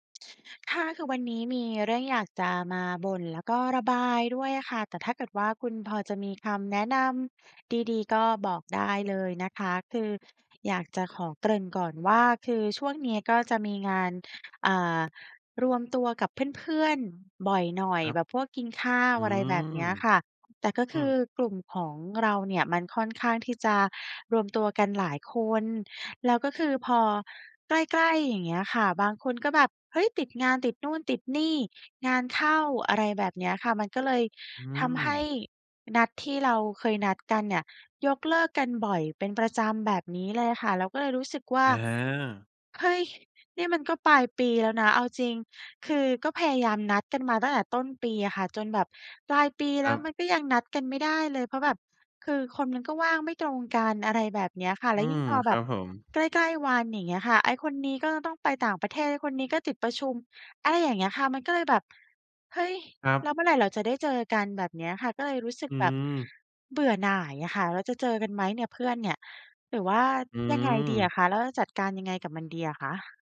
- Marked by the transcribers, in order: tapping
- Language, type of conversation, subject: Thai, advice, เพื่อนของฉันชอบยกเลิกนัดบ่อยจนฉันเริ่มเบื่อหน่าย ควรทำอย่างไรดี?